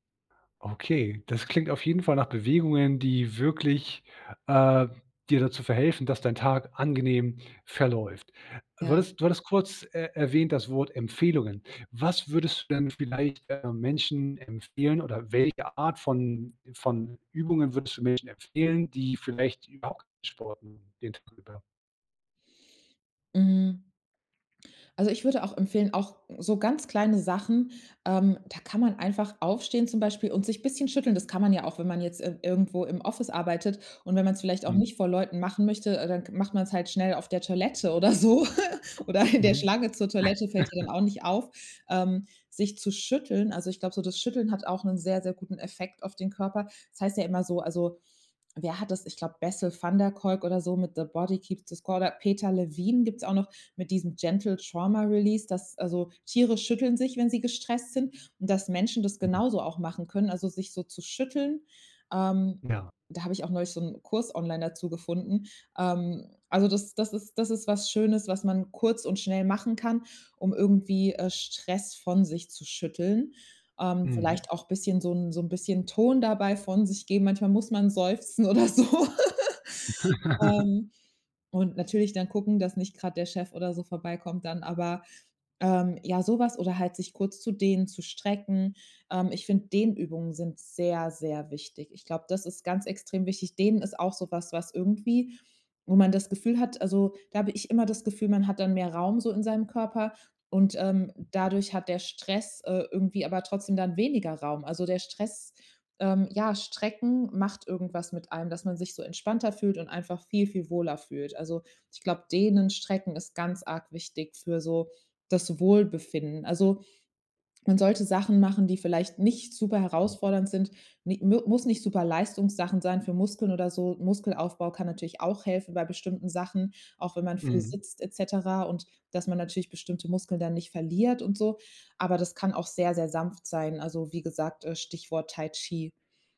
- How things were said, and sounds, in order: chuckle; laughing while speaking: "oder so"; laugh; laugh; laughing while speaking: "oder so"; laugh; other background noise
- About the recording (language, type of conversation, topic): German, podcast, Wie integrierst du Bewegung in einen vollen Arbeitstag?